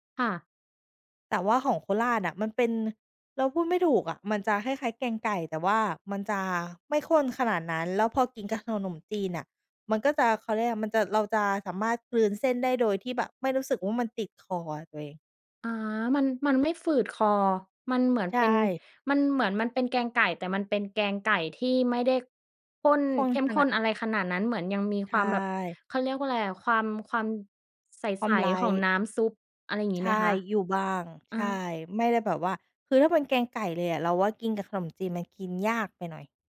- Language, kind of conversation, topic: Thai, podcast, อาหารบ้านเกิดที่คุณคิดถึงที่สุดคืออะไร?
- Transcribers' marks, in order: none